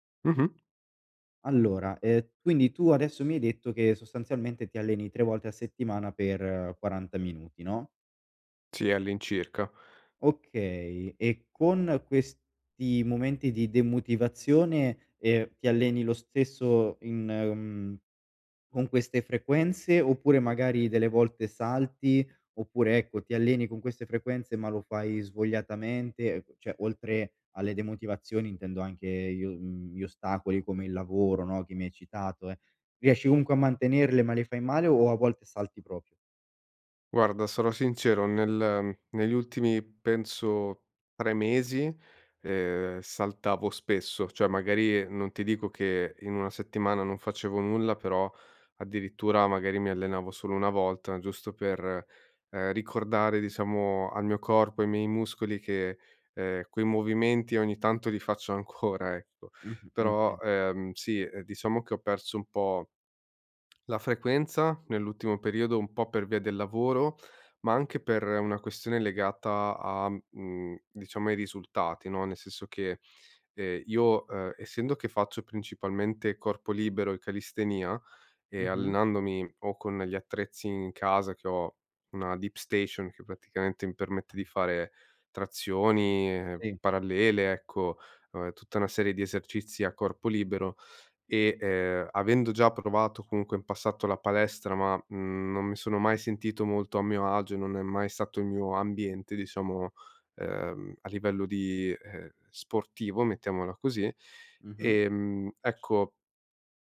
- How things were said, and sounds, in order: "demotivazione" said as "demutivazione"; "cioè" said as "ceh"; "proprio" said as "propio"; other background noise; "cioè" said as "ceh"; laughing while speaking: "ancora"; in English: "Deep Station"; tapping
- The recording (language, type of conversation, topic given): Italian, advice, Come posso mantenere la motivazione per esercitarmi regolarmente e migliorare le mie abilità creative?